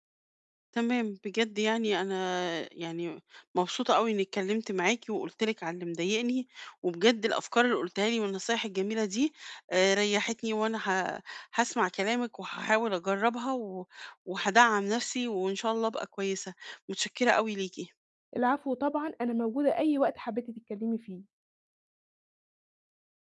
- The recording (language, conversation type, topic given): Arabic, advice, إزاي أتعلم مهارة جديدة من غير ما أحس بإحباط؟
- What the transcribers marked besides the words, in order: none